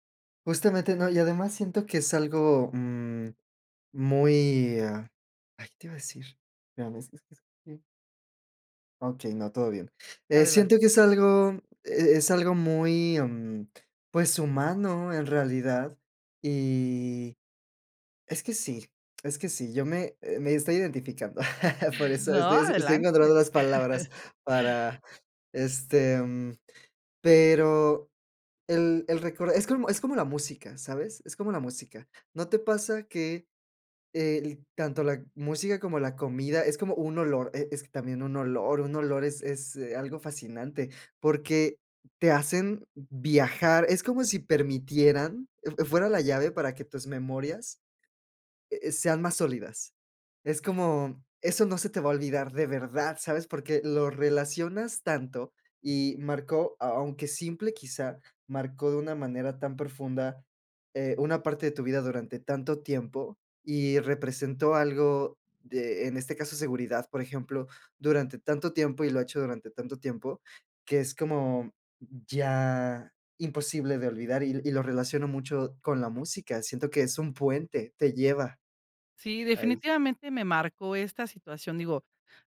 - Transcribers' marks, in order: laugh; chuckle; chuckle; other background noise
- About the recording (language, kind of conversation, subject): Spanish, podcast, ¿Qué comidas te hacen sentir en casa?